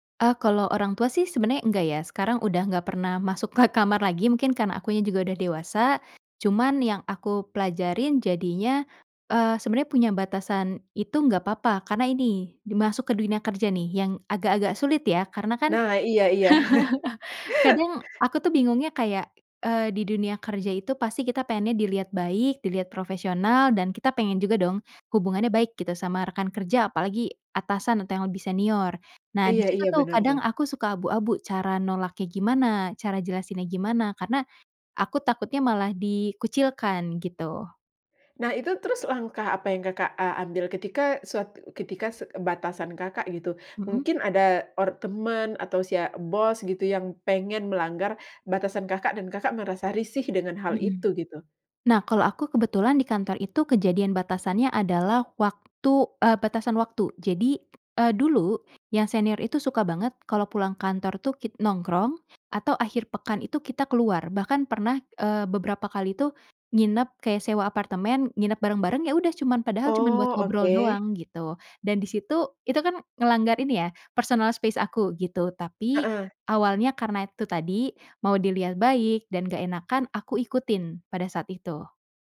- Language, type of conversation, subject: Indonesian, podcast, Bagaimana menyampaikan batasan tanpa terdengar kasar atau dingin?
- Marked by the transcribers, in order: laughing while speaking: "ke kamar"; laugh; in English: "space"